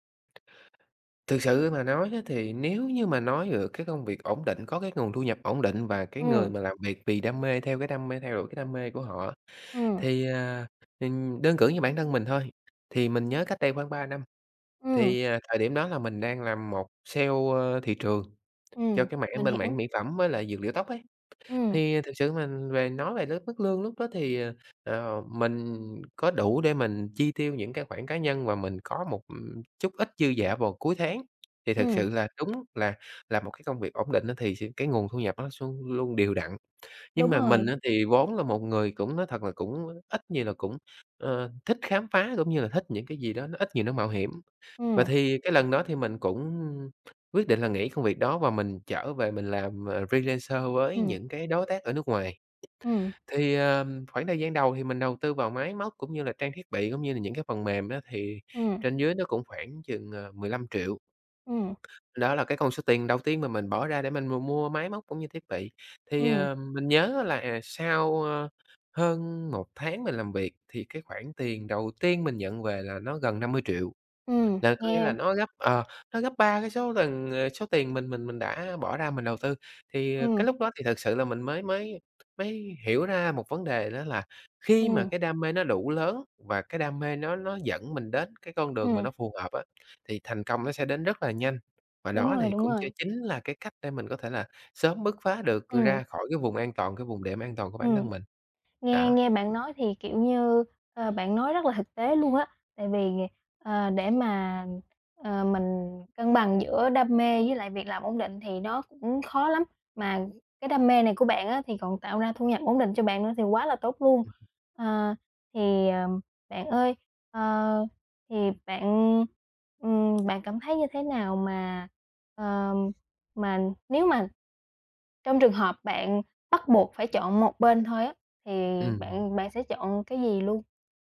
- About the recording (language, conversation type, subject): Vietnamese, podcast, Bạn nghĩ thế nào về việc theo đuổi đam mê hay chọn một công việc ổn định?
- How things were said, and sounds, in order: tapping; other background noise; in English: "freelancer"